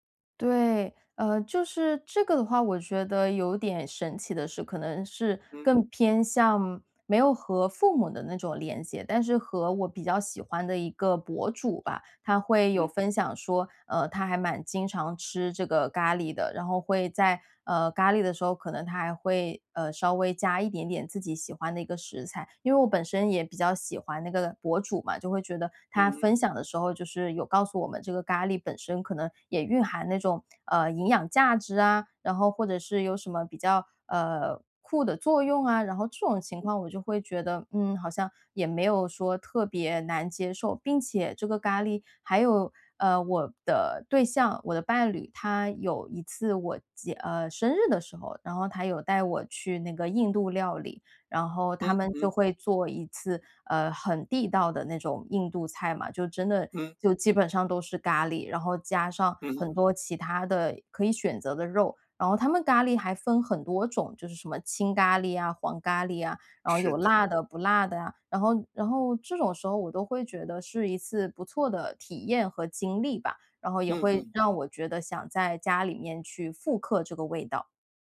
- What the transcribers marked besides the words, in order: other background noise
- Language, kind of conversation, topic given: Chinese, podcast, 怎么把简单食材变成让人心安的菜？